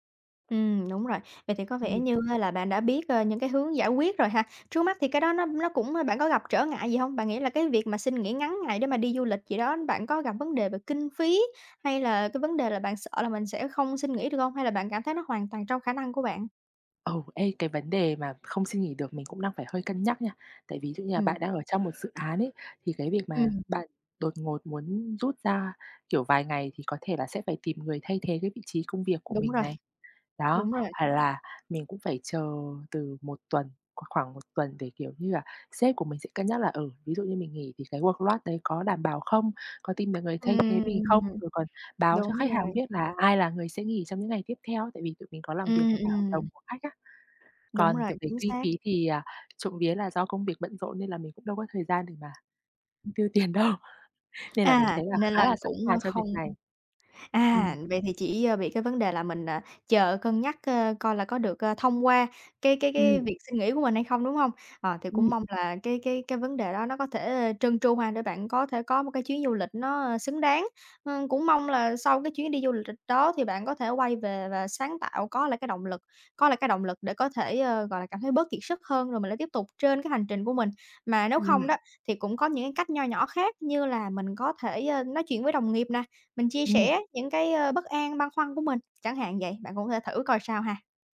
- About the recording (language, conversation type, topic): Vietnamese, advice, Làm thế nào để vượt qua tình trạng kiệt sức và mất động lực sáng tạo sau thời gian làm việc dài?
- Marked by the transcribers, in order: tapping; other background noise; in English: "workload"; laughing while speaking: "tiêu tiền đâu"; background speech